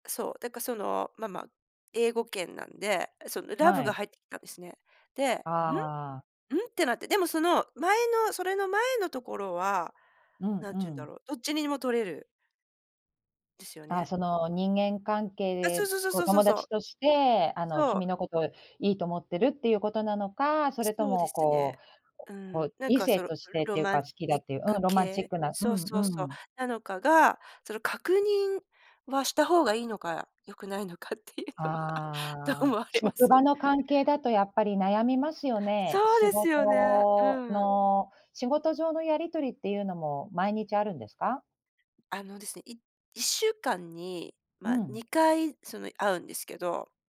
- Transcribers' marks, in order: other background noise; laughing while speaking: "良くないのかっていうのは、どう思われます？"
- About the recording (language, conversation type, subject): Japanese, advice, 人間関係で意見を言うのが怖くて我慢してしまうのは、どうすれば改善できますか？